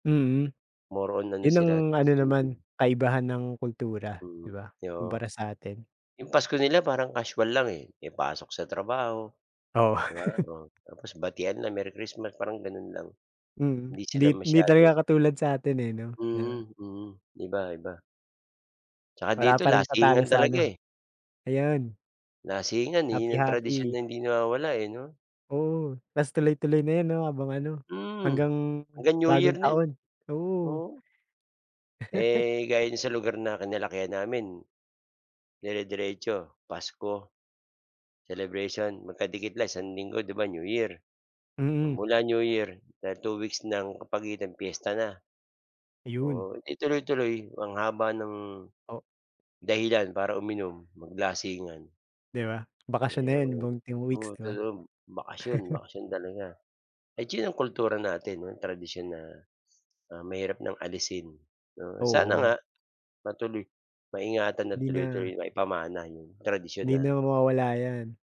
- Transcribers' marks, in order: laugh; other background noise; unintelligible speech; laugh
- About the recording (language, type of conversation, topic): Filipino, unstructured, Paano mo ilalarawan ang kahalagahan ng tradisyon sa ating buhay?